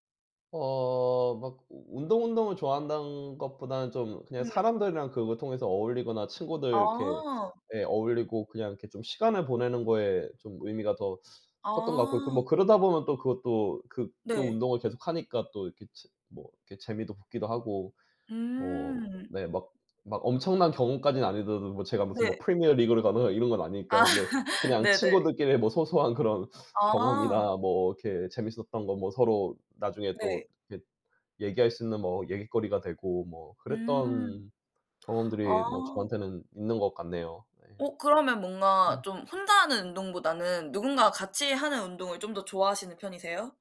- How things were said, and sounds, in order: other background noise; teeth sucking; laughing while speaking: "아"; teeth sucking
- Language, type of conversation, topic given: Korean, unstructured, 운동을 하면서 가장 기억에 남는 경험은 무엇인가요?